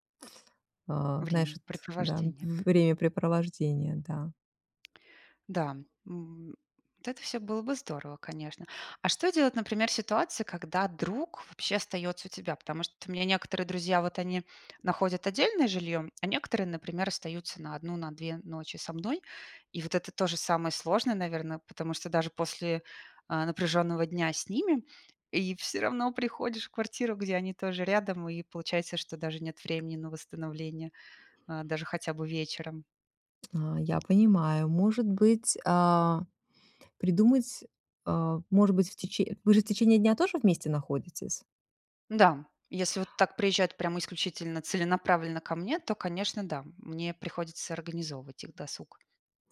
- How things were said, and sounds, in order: tapping
- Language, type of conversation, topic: Russian, advice, Как справляться с усталостью и перегрузкой во время праздников